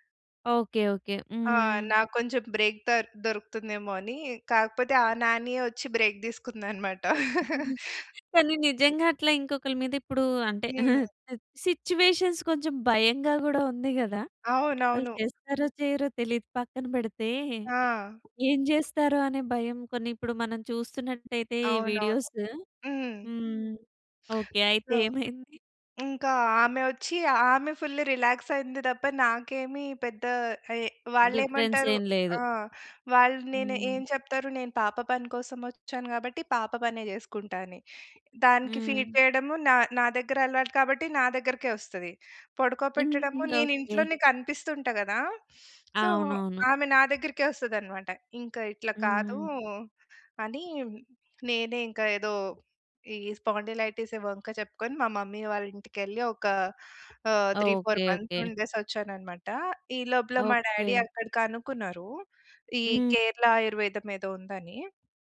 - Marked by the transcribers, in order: in English: "బ్రేక్"; other noise; chuckle; chuckle; in English: "సిట్యుయేషన్స్"; tapping; other background noise; in English: "ఫుల్ రిలాక్స్"; in English: "డిఫరెన్స్"; in English: "ఫీడ్"; in English: "స్పాండిలైటిస్"; in English: "మమ్మీ"; in English: "మంత్స్"; in English: "డ్యాడీ"
- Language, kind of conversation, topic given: Telugu, podcast, నిరంతర ఒత్తిడికి బాధపడినప్పుడు మీరు తీసుకునే మొదటి మూడు చర్యలు ఏవి?